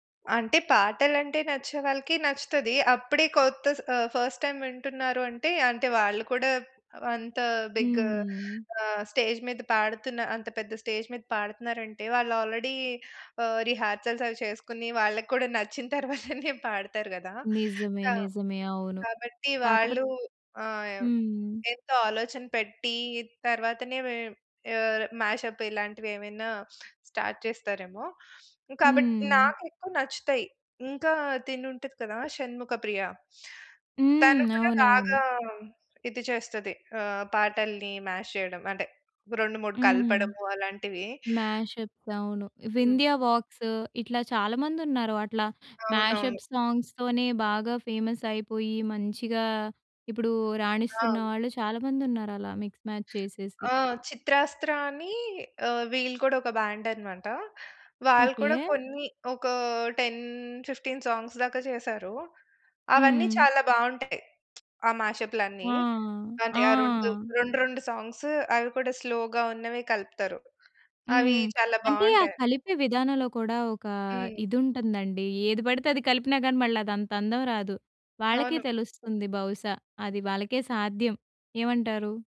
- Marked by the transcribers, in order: in English: "ఫస్ట్ టైమ్"; in English: "బిగ్"; in English: "స్టేజ్"; in English: "స్టేజ్"; in English: "ఆల్రెడీ"; in English: "రిహార్సల్స్"; chuckle; in English: "మ్యాష్అప్"; in English: "స్టార్ట్"; in English: "మ్యాష్"; in English: "మ్యాష్అప్స్"; in English: "మ్యాష్అప్"; in English: "ఫేమస్"; in English: "మిక్స్ మ్యాచ్"; other noise; in English: "టెన్ ఫిఫ్టీన్ సాంగ్స్"; lip smack; in English: "స్లోగా"
- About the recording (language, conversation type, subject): Telugu, podcast, లైవ్‌గా మాత్రమే వినాలని మీరు ఎలాంటి పాటలను ఎంచుకుంటారు?